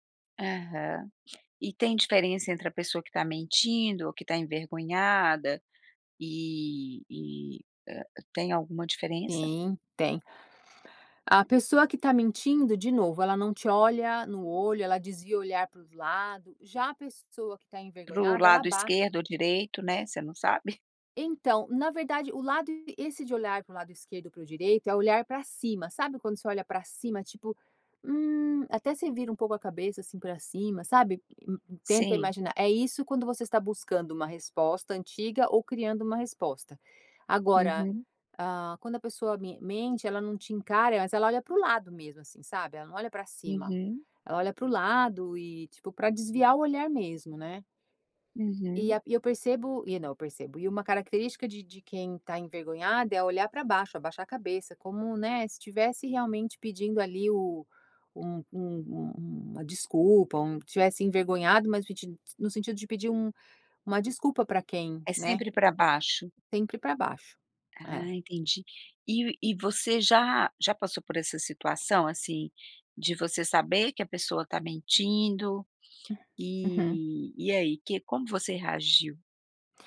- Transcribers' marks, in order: tapping
- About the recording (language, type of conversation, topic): Portuguese, podcast, Como perceber quando palavras e corpo estão em conflito?